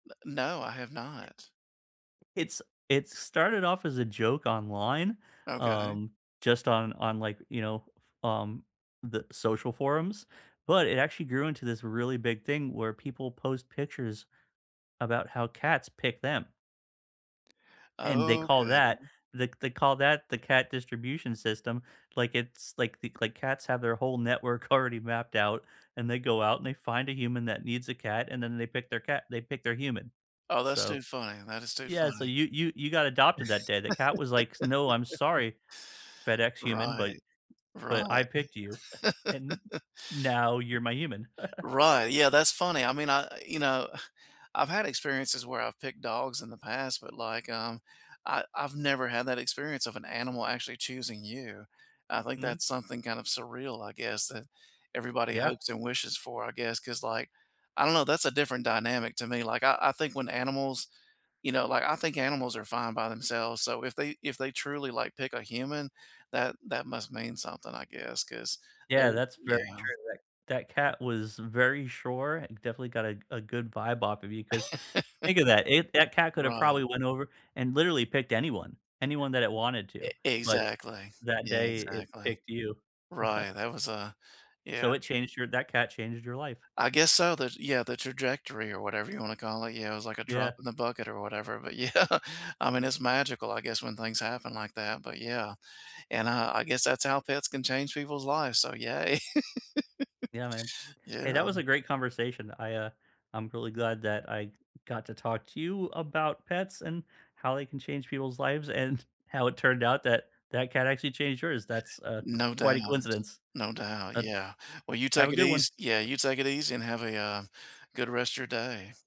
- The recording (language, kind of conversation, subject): English, unstructured, How do pets change people’s lives?
- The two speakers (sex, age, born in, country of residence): male, 45-49, United States, United States; male, 45-49, United States, United States
- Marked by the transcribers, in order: other background noise; tapping; drawn out: "Okay"; laughing while speaking: "already"; laugh; chuckle; sigh; chuckle; chuckle; laughing while speaking: "yeah"; laugh